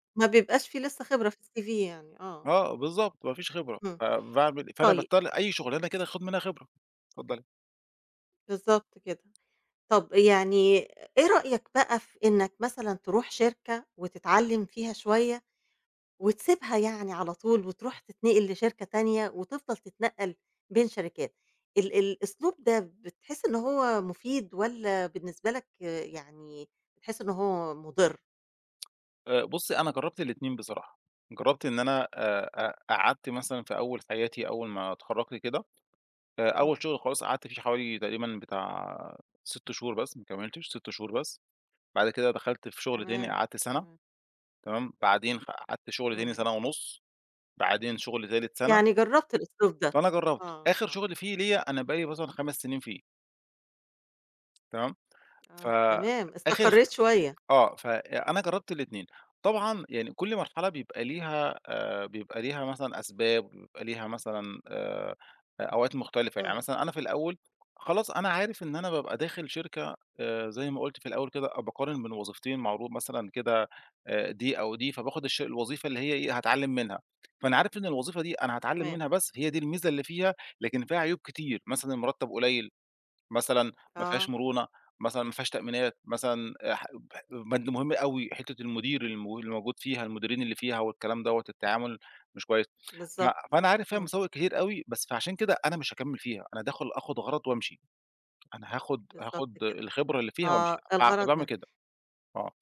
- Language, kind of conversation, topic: Arabic, podcast, إزاي تختار بين وظيفتين معروضين عليك؟
- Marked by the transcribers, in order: in English: "الCV"; unintelligible speech